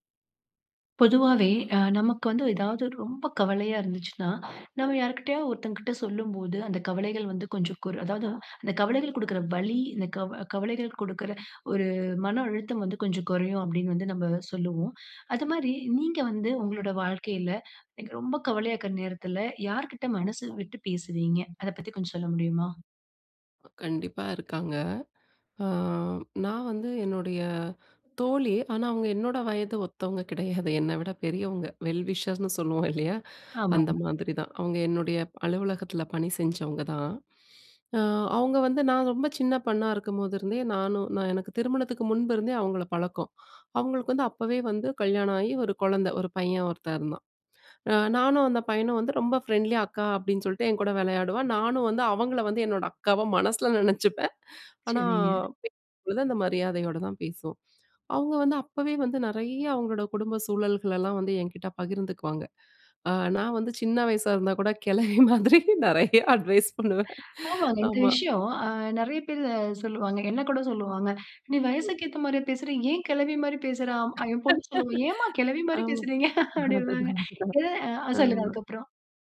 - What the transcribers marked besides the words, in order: other background noise; in English: "வெல் விஷர்ஸ்ன்னு"; in English: "ஃப்ரெண்ட்லியா"; laughing while speaking: "மனசுல நினைச்சிப்பேன்"; laughing while speaking: "கெழவி மாதிரி நெறையா அட்வைஸ் பண்ணுவேன். ஆமா"; other noise; laughing while speaking: "ஆமா. அதுதான், அதுதான். ஆமா"; chuckle
- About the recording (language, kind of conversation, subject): Tamil, podcast, கவலைப்படும்போது யாரிடமாவது மனம் திறந்து பேச வேண்டுமென்று தோன்றுவதற்கு காரணம் என்ன?